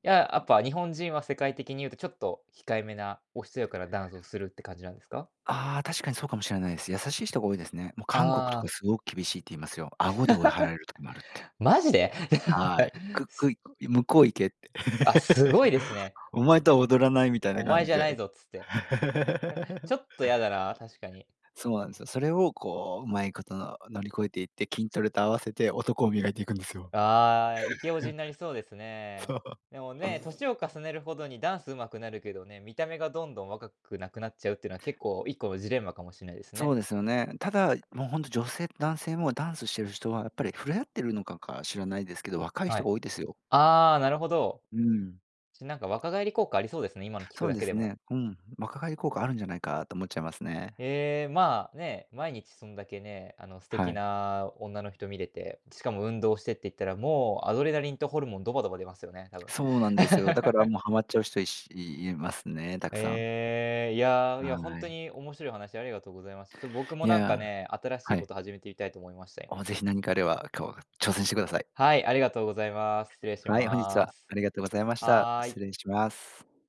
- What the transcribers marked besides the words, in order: laugh; other background noise; laugh; laugh; laugh; tapping; laugh
- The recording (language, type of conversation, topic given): Japanese, podcast, 新しい人とつながるとき、どのように話しかけ始めますか？